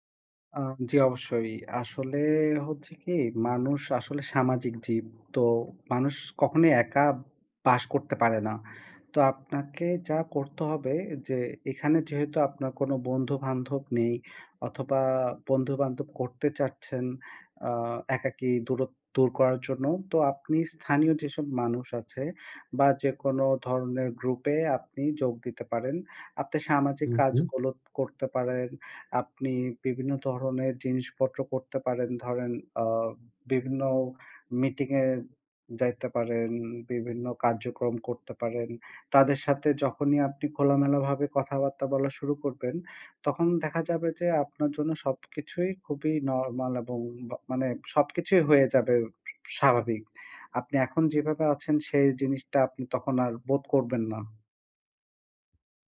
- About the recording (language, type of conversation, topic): Bengali, advice, অপরিচিত জায়গায় আমি কীভাবে দ্রুত মানিয়ে নিতে পারি?
- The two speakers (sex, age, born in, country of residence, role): male, 20-24, Bangladesh, Bangladesh, user; male, 25-29, Bangladesh, Bangladesh, advisor
- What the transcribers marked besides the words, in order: "বান্ধব" said as "ভান্ধব"; other noise